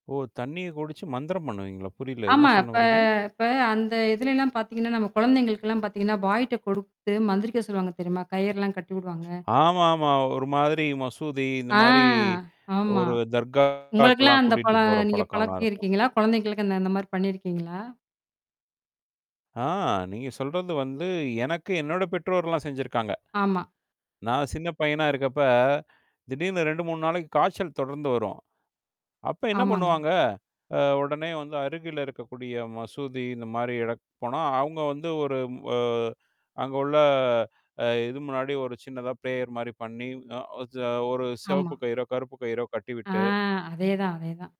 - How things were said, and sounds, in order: "சொல்ல வரீங்க" said as "சொன்னவரீங்க"; static; mechanical hum; drawn out: "மாரி"; drawn out: "ஆ"; distorted speech; tapping; other background noise; "இடத்துக்கு" said as "இடக்கு"; in English: "பிரேயர்"; drawn out: "ஆ"
- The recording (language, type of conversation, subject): Tamil, podcast, மனதில் வரும் எதிர்மறை சிந்தனைகளை நீங்கள் எப்படி தணிக்கிறீர்கள்?